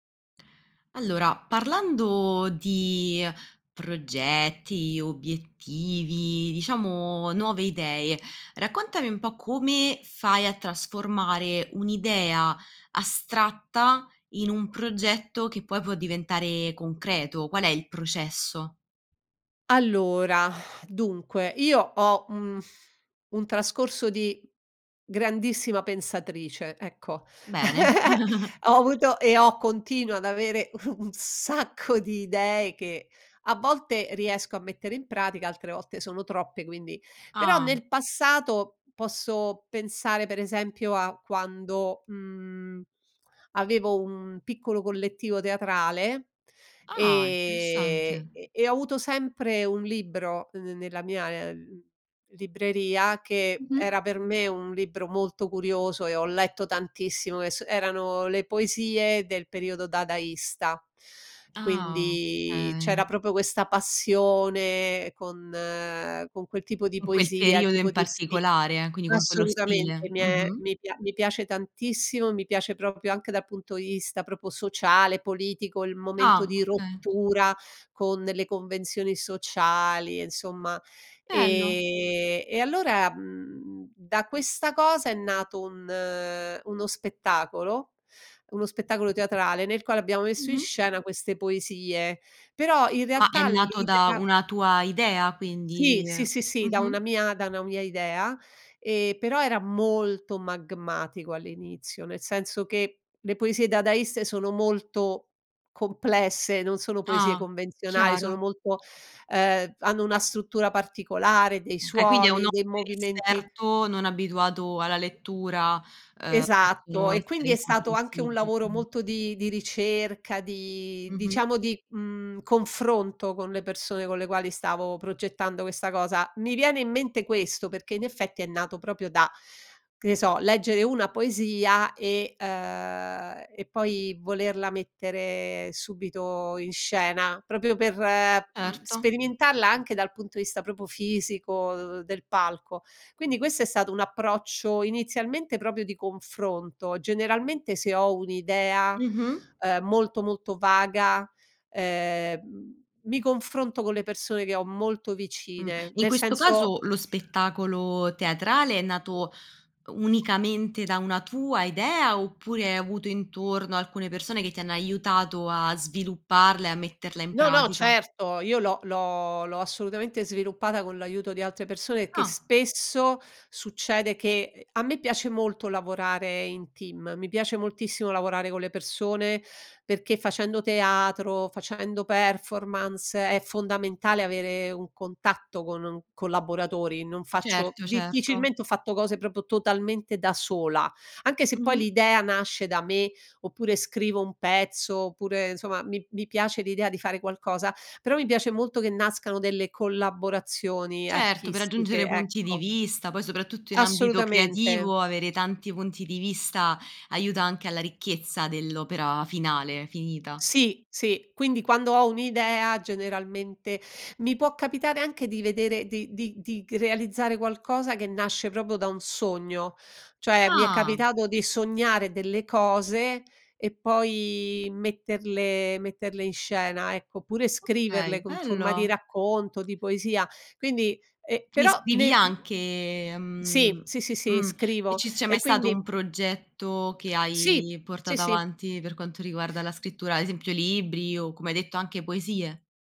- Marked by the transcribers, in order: laugh; chuckle; laughing while speaking: "un un sacco"; "proprio" said as "propio"; "proprio" said as "propo"; other background noise; tapping; "proprio" said as "propio"; "proprio" said as "propio"; "proprio" said as "propo"; unintelligible speech; "proprio" said as "propio"; "proprio" said as "propio"; unintelligible speech
- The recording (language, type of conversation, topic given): Italian, podcast, Come trasformi un'idea vaga in un progetto concreto?